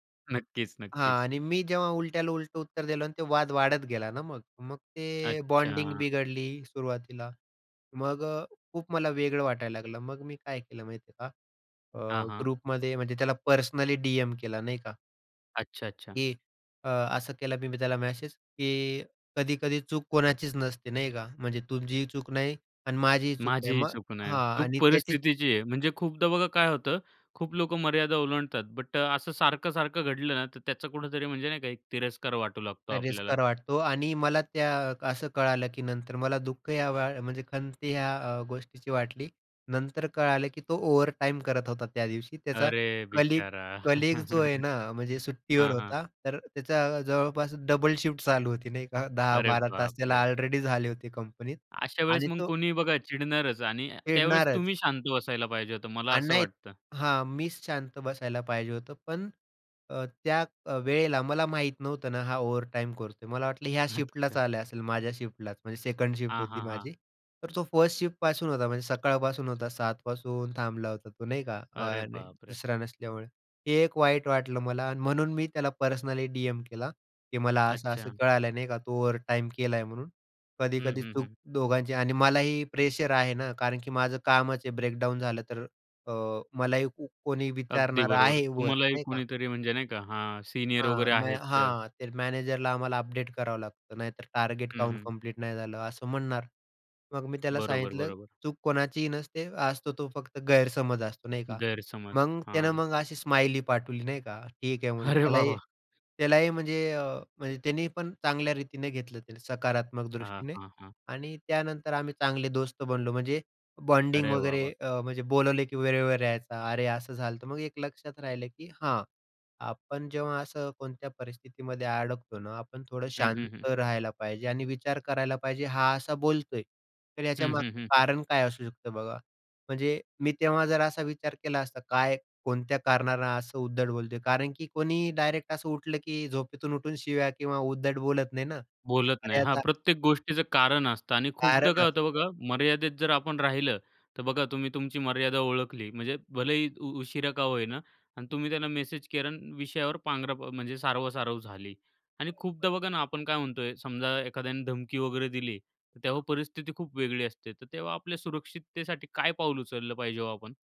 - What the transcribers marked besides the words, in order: tapping; in English: "बॉन्डिंग"; in English: "ग्रुपमध्ये"; in English: "कलीग कलीग"; chuckle; other background noise; laughing while speaking: "अच्छा"; in English: "ब्रेकडाउन"; laughing while speaking: "अरे वाह, वाह!"; in English: "बॉन्डिंग"
- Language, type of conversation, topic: Marathi, podcast, एखाद्याने तुमची मर्यादा ओलांडली तर तुम्ही सर्वात आधी काय करता?